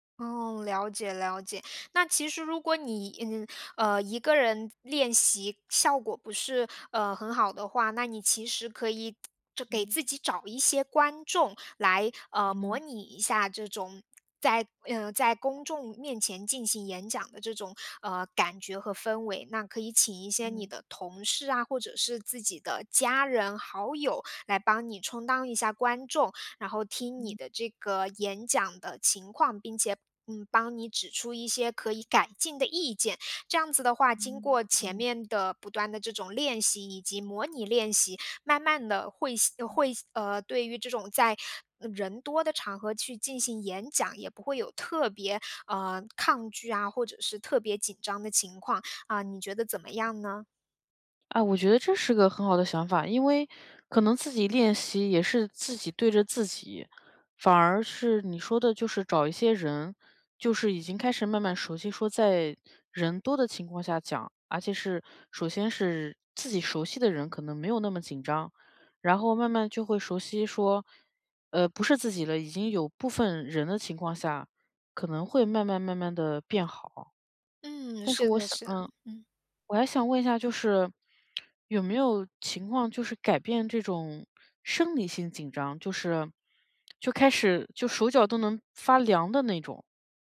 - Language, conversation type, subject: Chinese, advice, 在群体中如何更自信地表达自己的意见？
- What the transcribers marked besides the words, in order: tsk